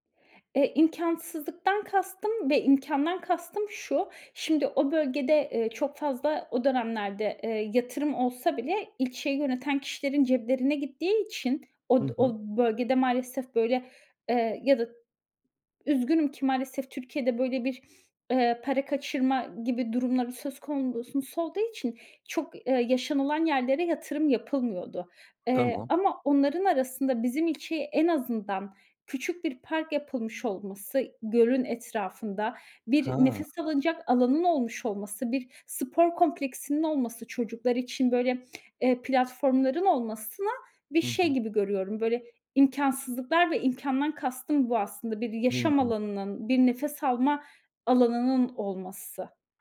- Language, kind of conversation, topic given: Turkish, podcast, Bir şehir seni hangi yönleriyle etkiler?
- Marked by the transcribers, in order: tapping; sniff; other background noise